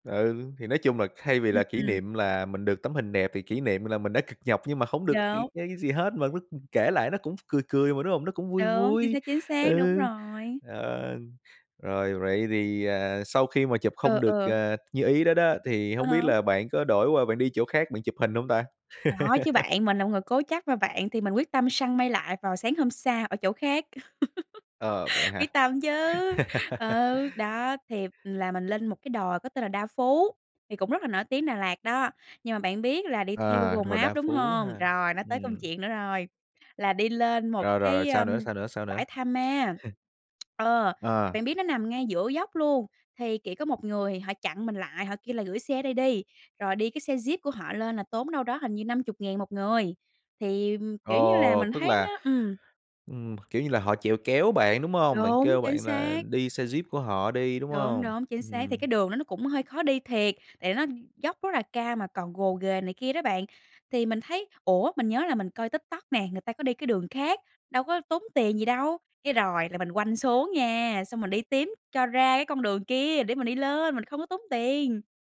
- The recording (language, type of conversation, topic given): Vietnamese, podcast, Chuyến đi nào đã thay đổi bạn nhiều nhất?
- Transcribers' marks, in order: tapping; other background noise; laugh; laugh; tsk; chuckle